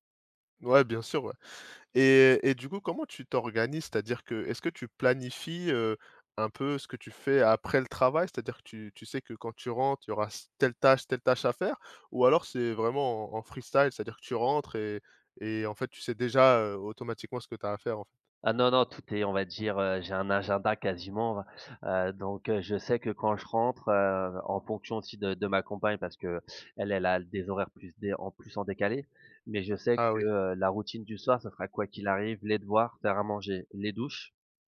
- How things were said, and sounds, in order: none
- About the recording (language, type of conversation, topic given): French, podcast, Comment gères-tu l’équilibre entre le travail et la vie personnelle ?